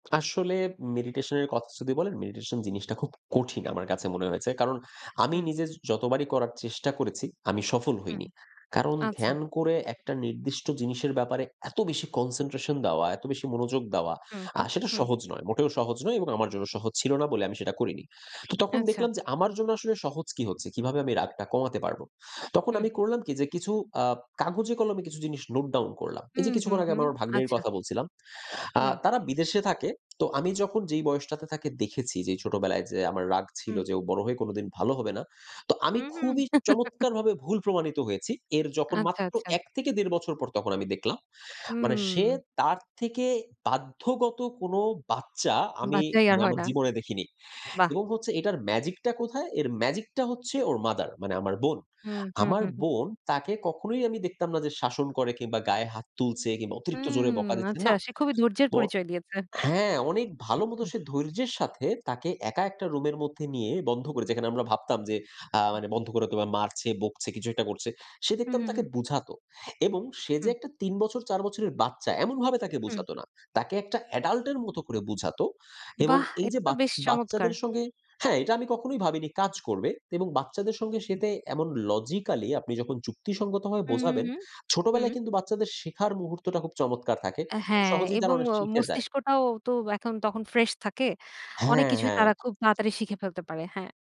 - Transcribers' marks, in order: chuckle; other background noise
- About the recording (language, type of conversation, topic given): Bengali, podcast, আবেগ নিয়ন্ত্রণ করে কীভাবে ভুল বোঝাবুঝি কমানো যায়?